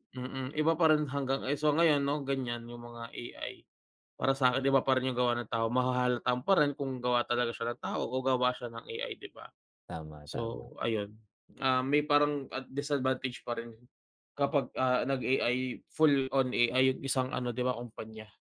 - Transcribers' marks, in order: none
- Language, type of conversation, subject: Filipino, unstructured, Ano ang nararamdaman mo kapag naiisip mong mawalan ng trabaho dahil sa awtomasyon?